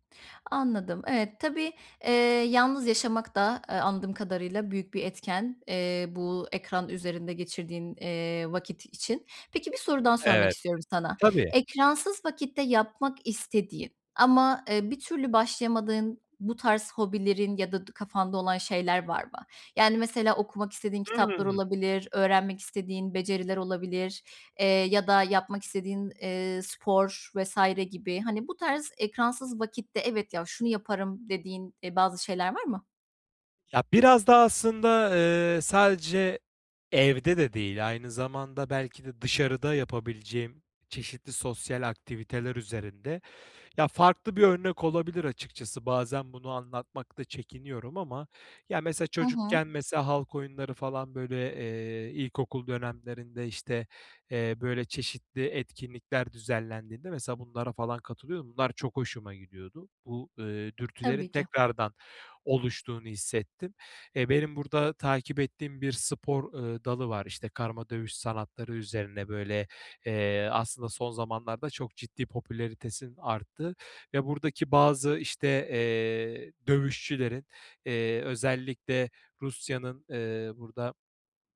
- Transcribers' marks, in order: other background noise; tapping
- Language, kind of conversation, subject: Turkish, advice, Ekranlarla çevriliyken boş zamanımı daha verimli nasıl değerlendirebilirim?
- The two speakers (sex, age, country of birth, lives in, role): female, 25-29, Turkey, Poland, advisor; male, 25-29, Turkey, Bulgaria, user